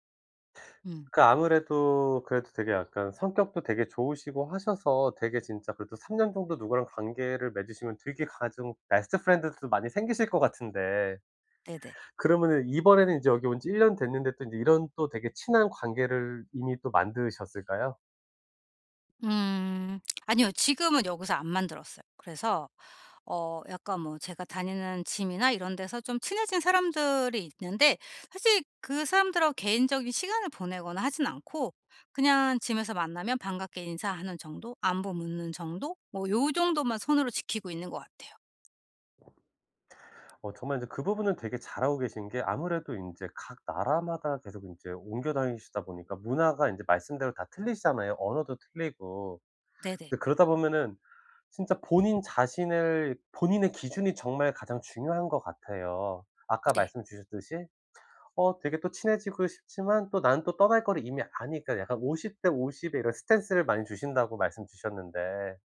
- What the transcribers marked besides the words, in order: put-on voice: "베스트 프렌드들도"; in English: "짐이나"; in English: "짐에서"; other background noise; in English: "스탠스를"
- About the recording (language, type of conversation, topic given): Korean, advice, 새로운 나라에서 언어 장벽과 문화 차이에 어떻게 잘 적응할 수 있나요?